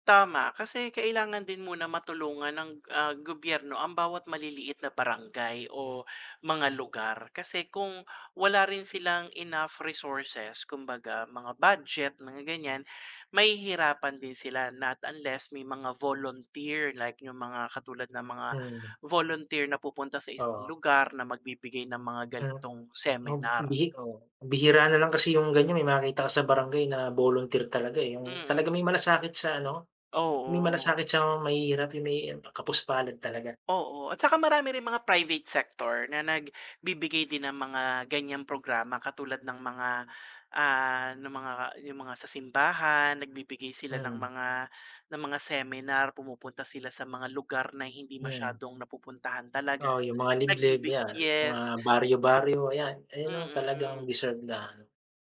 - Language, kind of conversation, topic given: Filipino, unstructured, Paano nakaaapekto ang kahirapan sa buhay ng mga tao?
- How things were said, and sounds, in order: tapping